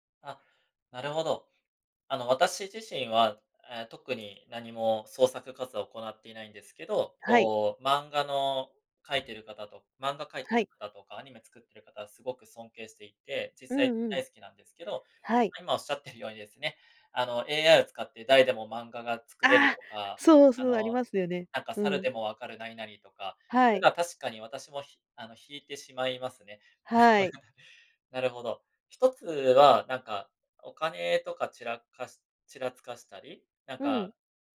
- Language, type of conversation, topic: Japanese, podcast, 普段、情報源の信頼性をどのように判断していますか？
- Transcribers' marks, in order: tapping; chuckle